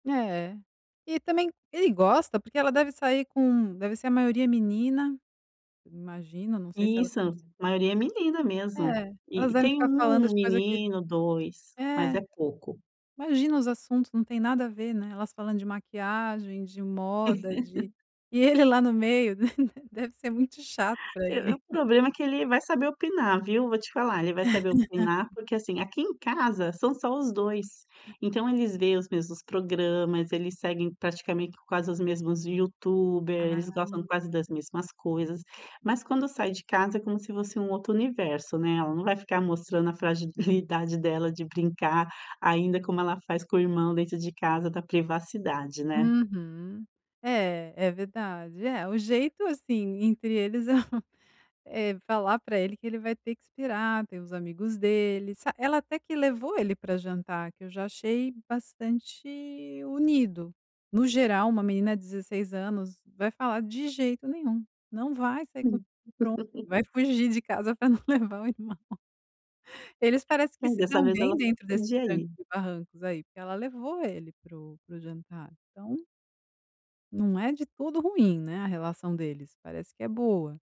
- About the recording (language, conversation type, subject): Portuguese, advice, Como posso estabelecer limites claros entre irmãos para reduzir brigas e ressentimentos em casa?
- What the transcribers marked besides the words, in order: laugh; laughing while speaking: "deve"; chuckle; laugh; laughing while speaking: "hã"; laugh; laughing while speaking: "pra não levar o irmão"; tapping